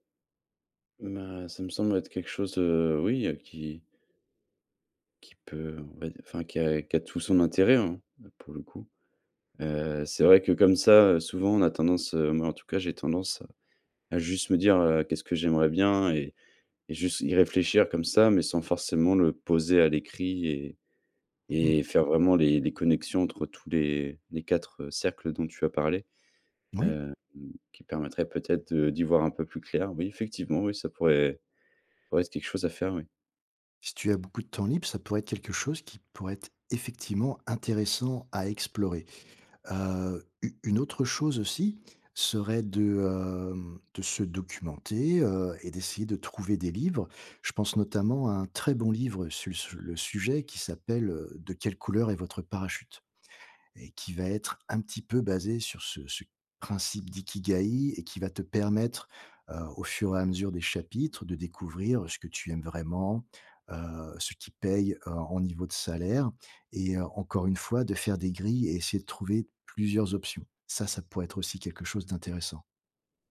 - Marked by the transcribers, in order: tapping
- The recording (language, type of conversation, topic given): French, advice, Comment rebondir après une perte d’emploi soudaine et repenser sa carrière ?